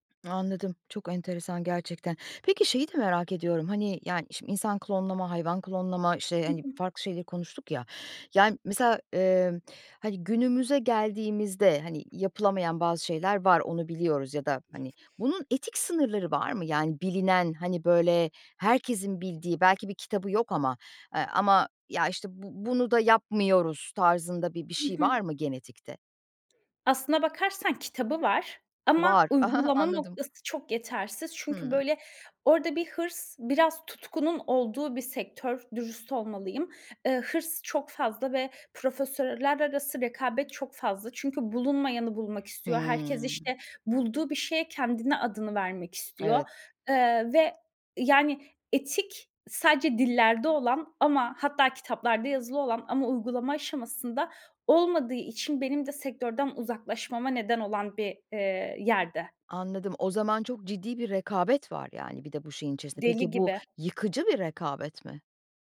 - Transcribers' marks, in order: tapping; other background noise; other noise; chuckle
- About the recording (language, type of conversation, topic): Turkish, podcast, DNA testleri aile hikâyesine nasıl katkı sağlar?